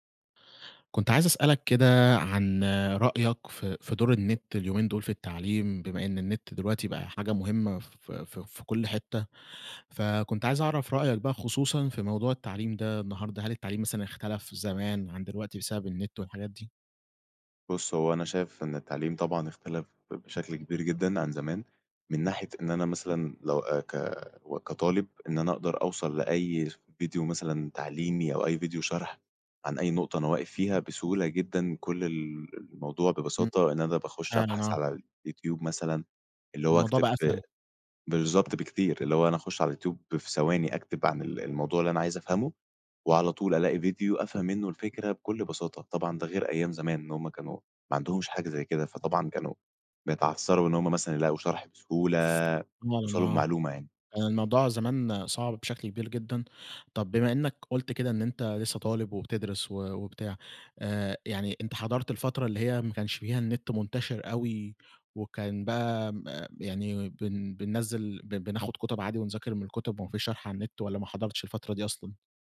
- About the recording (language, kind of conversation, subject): Arabic, podcast, إيه رأيك في دور الإنترنت في التعليم دلوقتي؟
- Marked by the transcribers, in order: tapping; unintelligible speech